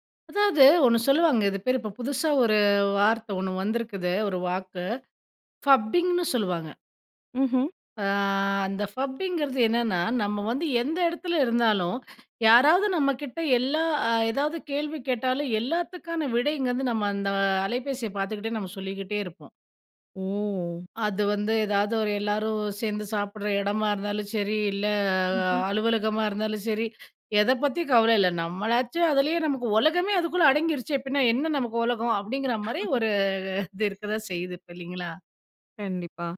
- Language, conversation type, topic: Tamil, podcast, குழந்தைகளின் திரை நேரத்தை எப்படிக் கட்டுப்படுத்தலாம்?
- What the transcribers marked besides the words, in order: in English: "ஃபப்டிங்னு"; drawn out: "ஆ"; in English: "ஃபப்டிங்கிறது"; inhale; inhale; chuckle